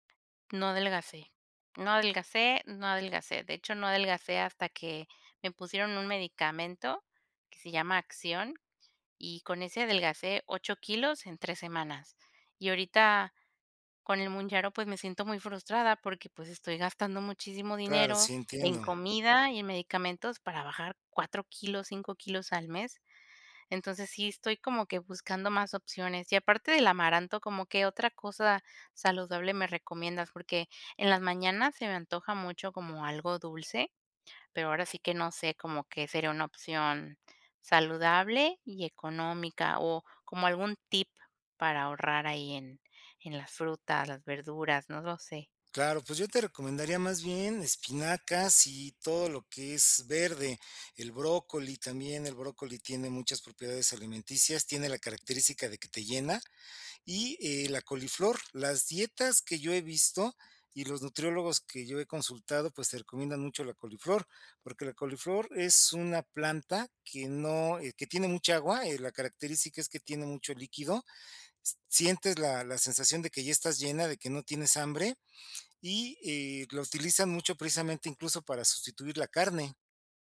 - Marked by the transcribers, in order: tapping
- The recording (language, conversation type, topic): Spanish, advice, ¿Cómo puedo comer más saludable con un presupuesto limitado cada semana?
- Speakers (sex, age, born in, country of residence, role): female, 30-34, Mexico, Mexico, user; male, 55-59, Mexico, Mexico, advisor